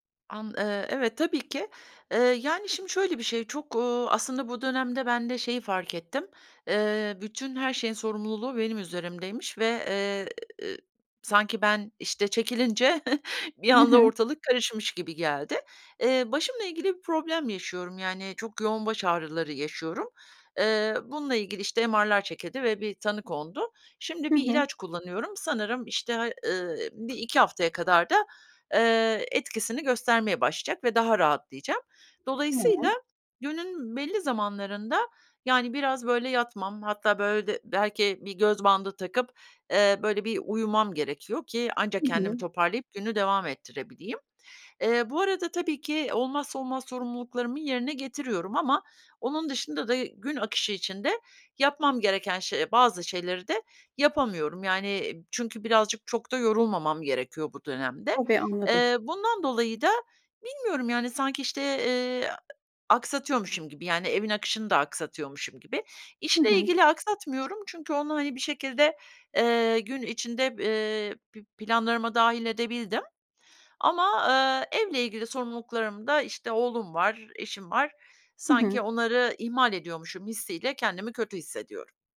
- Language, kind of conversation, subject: Turkish, advice, Dinlenirken neden suçluluk duyuyorum?
- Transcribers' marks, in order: chuckle; other background noise